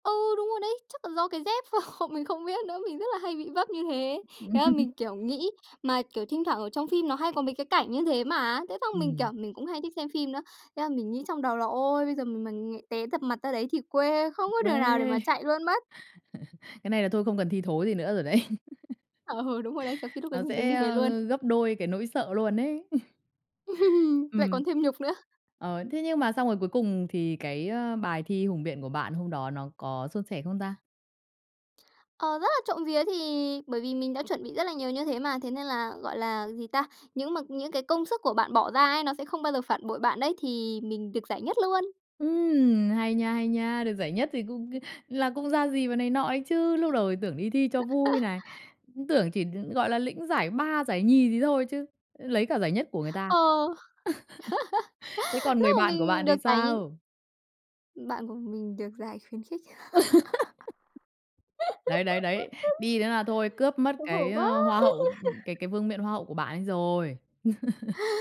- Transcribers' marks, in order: laughing while speaking: "ph"; laugh; "thỉnh" said as "thinh"; other background noise; laugh; tapping; laughing while speaking: "đấy"; laugh; laughing while speaking: "Ừ"; laugh; laugh; laugh; laugh; laugh; laugh
- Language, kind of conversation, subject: Vietnamese, podcast, Bạn có thể kể về một lần bạn dũng cảm đối diện với nỗi sợ của mình không?